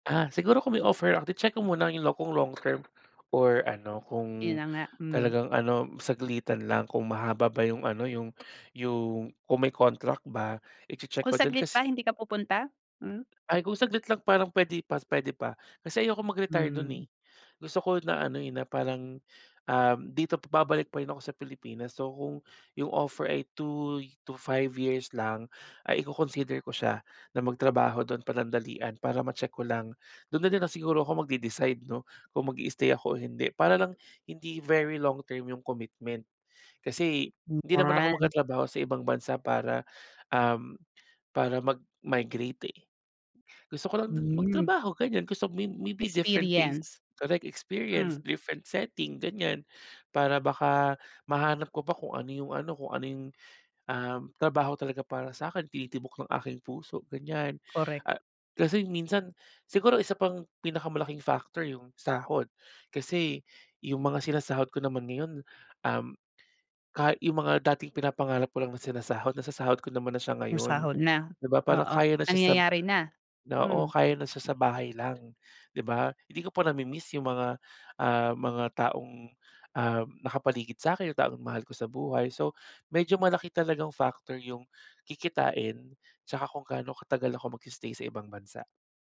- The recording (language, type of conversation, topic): Filipino, podcast, Ano ang gagawin mo kapag inalok ka ng trabaho sa ibang bansa?
- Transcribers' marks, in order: other background noise; in English: "maybe different place, correct experience, different setting"